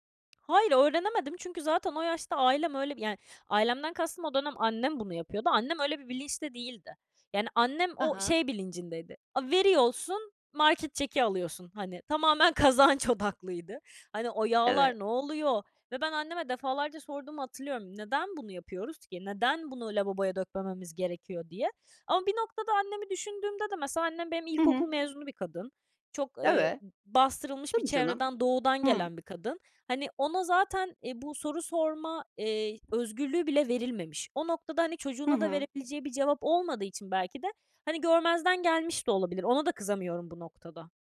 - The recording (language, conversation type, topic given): Turkish, podcast, Günlük hayatta atıkları azaltmak için neler yapıyorsun, anlatır mısın?
- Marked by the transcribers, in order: tapping; laughing while speaking: "kazanç odaklıydı"